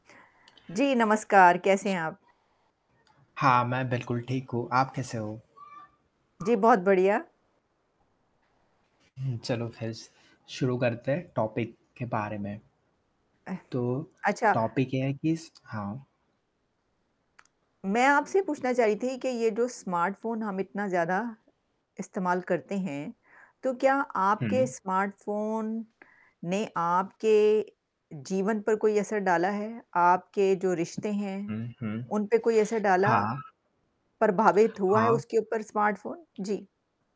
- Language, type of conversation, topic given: Hindi, unstructured, स्मार्टफोन ने आपके दैनिक जीवन को कैसे बदल दिया है?
- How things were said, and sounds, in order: tapping; static; other background noise; in English: "टॉपिक"; in English: "टॉपिक"